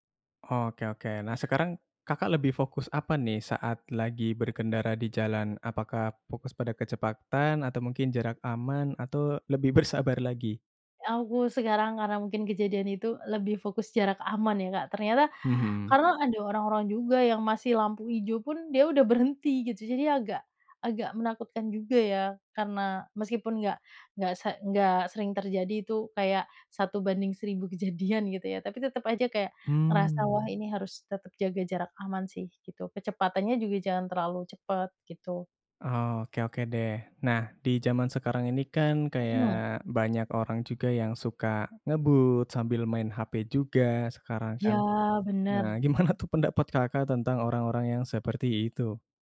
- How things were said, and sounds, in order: laughing while speaking: "bersabar"; laughing while speaking: "gimana tuh"
- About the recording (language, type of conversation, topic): Indonesian, podcast, Pernahkah Anda mengalami kecelakaan ringan saat berkendara, dan bagaimana ceritanya?